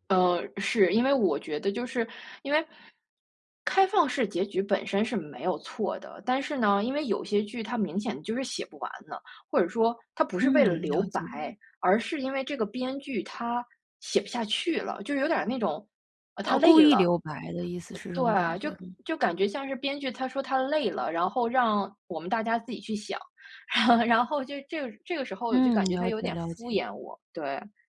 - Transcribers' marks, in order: chuckle; other background noise
- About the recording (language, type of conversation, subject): Chinese, podcast, 你觉得这部剧的结局是在敷衍观众吗？